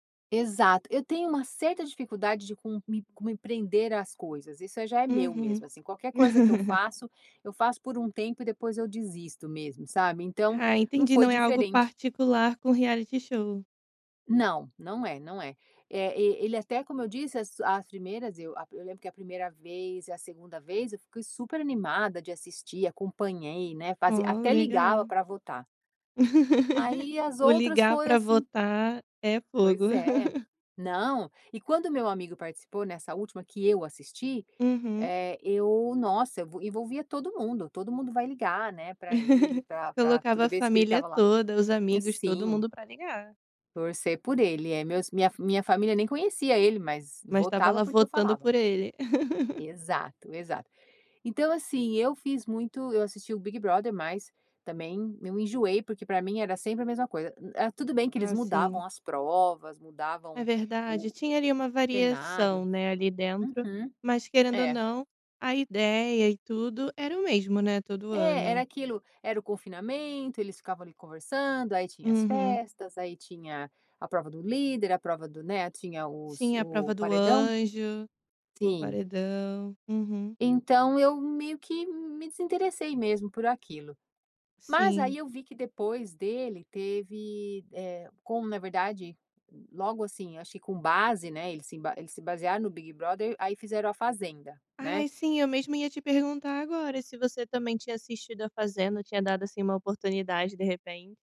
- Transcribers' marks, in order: in English: "reality show"; laugh; laugh; laugh; laugh
- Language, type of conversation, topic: Portuguese, podcast, O que você acha de os reality shows terem se tornado um fenômeno cultural?